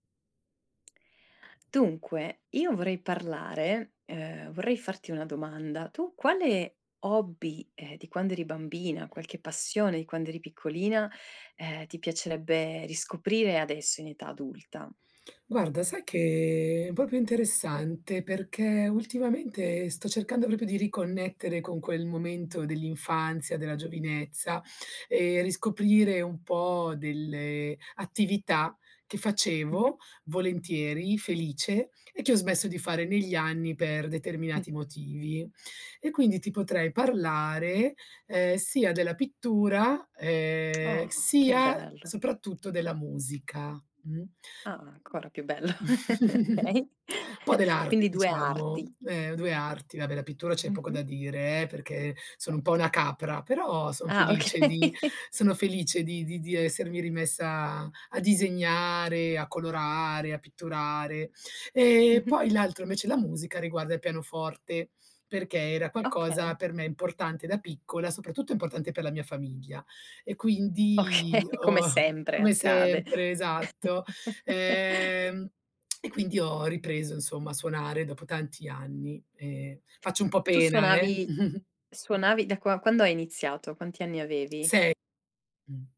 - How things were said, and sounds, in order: chuckle; laughing while speaking: "bello. Okay"; chuckle; laughing while speaking: "okay"; laughing while speaking: "Okay"; chuckle; other background noise
- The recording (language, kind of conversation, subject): Italian, podcast, Quale hobby della tua infanzia ti piacerebbe riscoprire oggi?